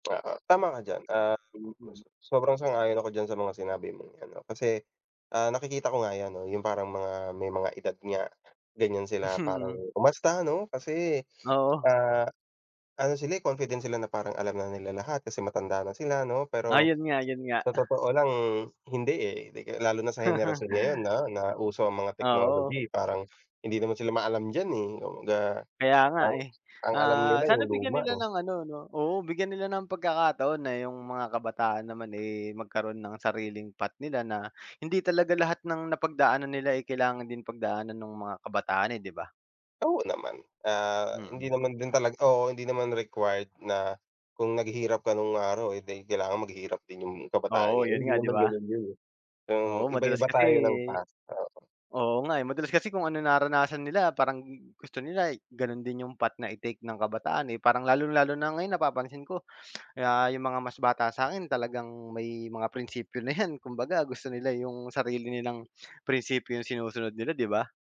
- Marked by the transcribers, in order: tapping; other background noise; unintelligible speech; laughing while speaking: "Mm"; chuckle; chuckle
- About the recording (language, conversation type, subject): Filipino, unstructured, Bakit mahalaga ang respeto sa ibang tao?